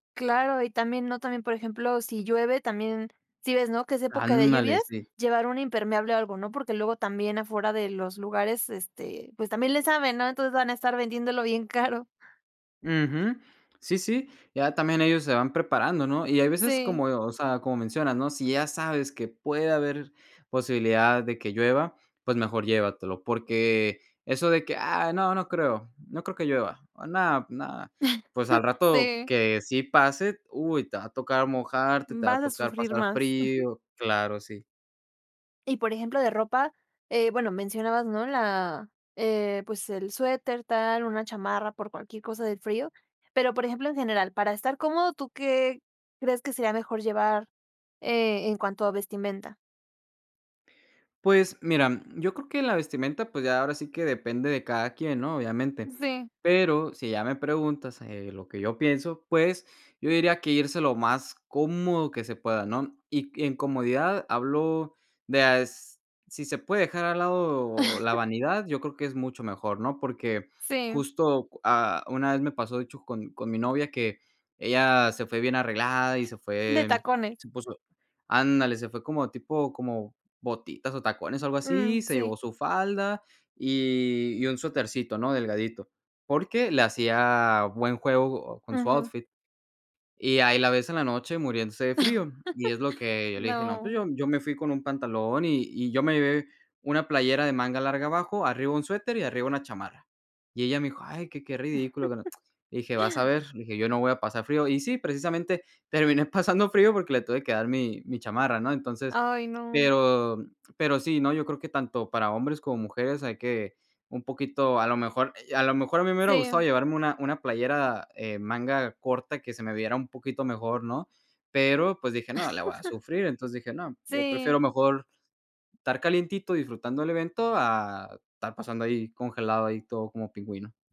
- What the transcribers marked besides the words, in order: laughing while speaking: "caro"; chuckle; chuckle; other background noise; chuckle; chuckle; laughing while speaking: "terminé pasando"; chuckle
- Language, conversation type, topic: Spanish, podcast, ¿Qué consejo le darías a alguien que va a su primer concierto?